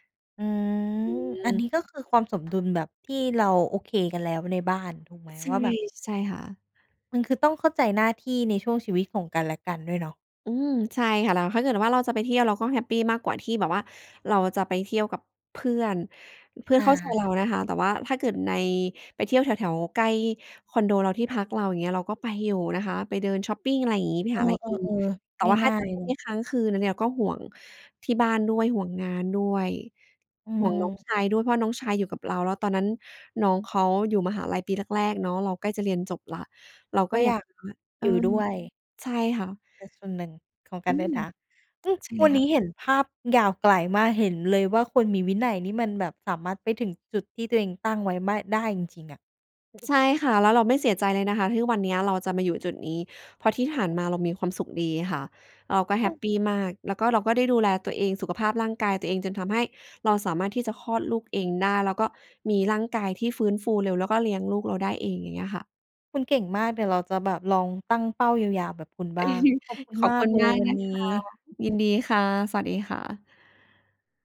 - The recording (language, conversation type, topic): Thai, podcast, คุณมีวิธีหาความสมดุลระหว่างงานกับครอบครัวอย่างไร?
- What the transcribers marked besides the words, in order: tapping; chuckle